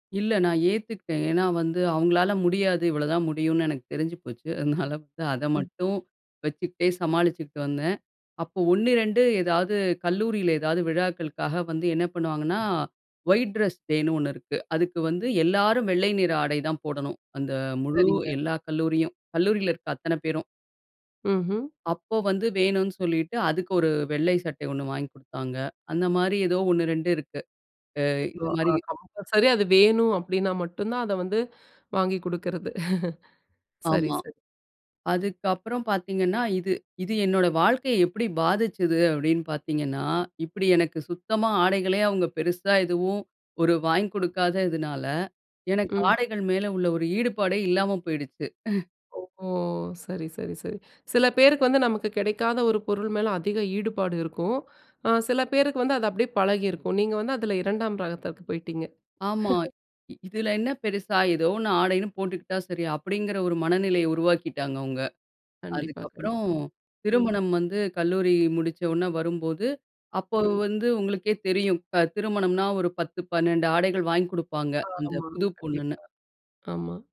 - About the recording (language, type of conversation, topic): Tamil, podcast, வயது அதிகரிக்கத் தொடங்கியபோது உங்கள் உடைத் தேர்வுகள் எப்படி மாறின?
- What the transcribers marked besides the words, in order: chuckle; in English: "ஒயிட் ட்ரெஸ் டேன்னு"; chuckle; other noise; chuckle; chuckle